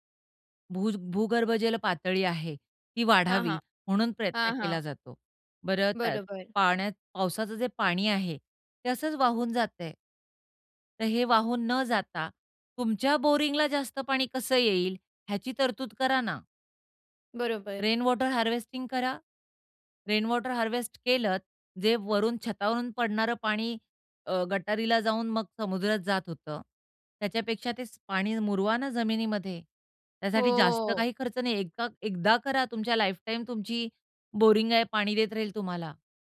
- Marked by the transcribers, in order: in English: "बोरिंगला"; in English: "रेनवॉटर हार्वेस्टिंग"; in English: "रेनवॉटर हार्वेस्ट"; drawn out: "हो"; in English: "बोरिंग"
- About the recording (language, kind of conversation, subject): Marathi, podcast, नद्या आणि ओढ्यांचे संरक्षण करण्यासाठी लोकांनी काय करायला हवे?